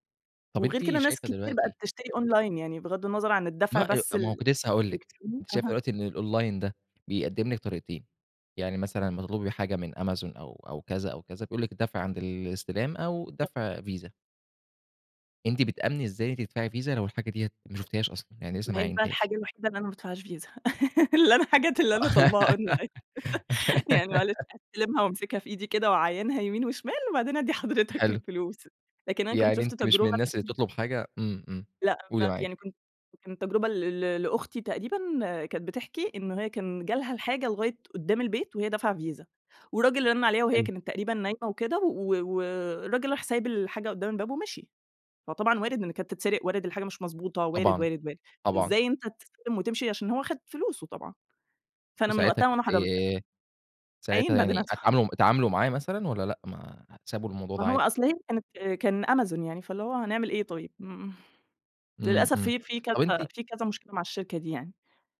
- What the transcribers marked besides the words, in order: in English: "أونلاين"; in English: "الأونلاين"; laugh; laughing while speaking: "اللي أنا حاجات اللي أنا … أدّي حضرتك الفلوس"; giggle; laugh; unintelligible speech; laughing while speaking: "بعدين أدفع"
- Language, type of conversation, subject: Arabic, podcast, إيه رأيك في الدفع الإلكتروني بدل الكاش؟